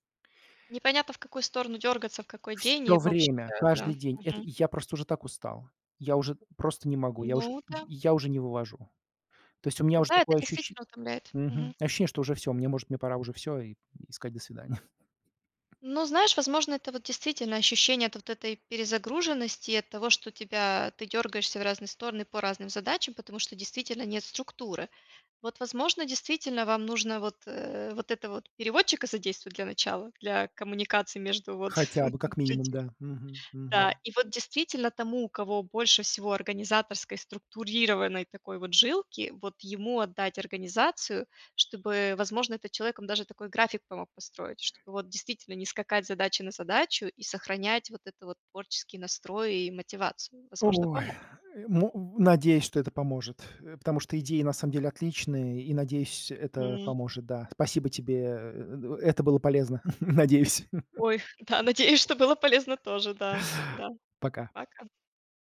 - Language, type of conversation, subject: Russian, advice, Как описать, что произошло, когда вы потеряли мотивацию в середине проекта?
- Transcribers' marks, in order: tapping; "сказать" said as "скать"; chuckle; chuckle; laughing while speaking: "людьми"; other background noise; drawn out: "Ой"; laughing while speaking: "надеюсь, что было полезно тоже"; chuckle